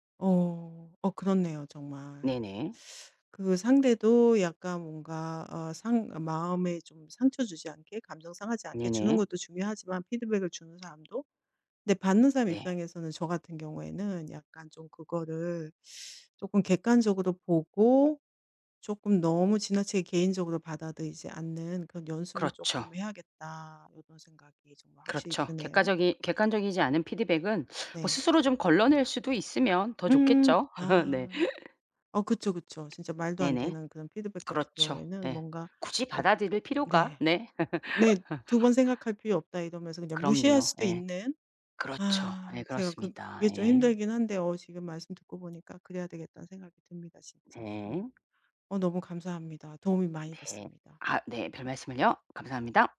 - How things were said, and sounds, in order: other background noise; laugh; tapping; laugh
- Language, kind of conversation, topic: Korean, advice, 멘토의 날카로운 피드백을 감정 상하지 않게 받아들이고 잘 활용하려면 어떻게 해야 하나요?